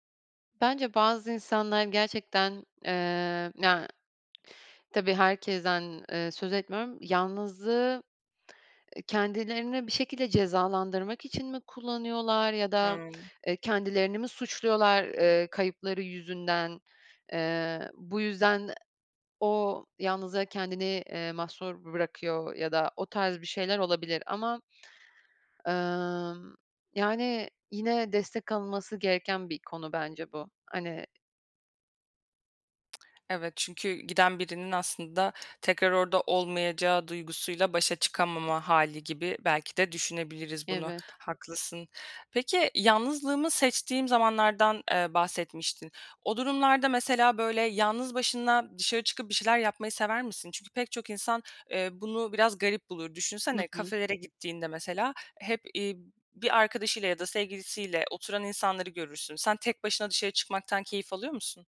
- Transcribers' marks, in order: tapping; other background noise; tsk
- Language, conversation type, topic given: Turkish, podcast, Yalnızlık hissettiğinde bununla nasıl başa çıkarsın?